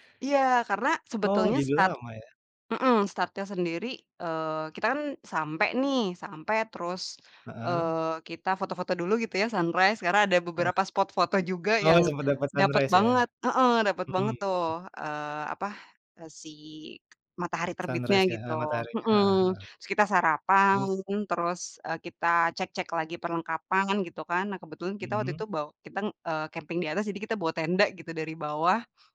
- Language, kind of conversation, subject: Indonesian, podcast, Apa salah satu perjalanan favoritmu yang paling berkesan, dan mengapa begitu berkesan?
- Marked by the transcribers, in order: tapping; in English: "sunrise"; other background noise; in English: "Sunrise"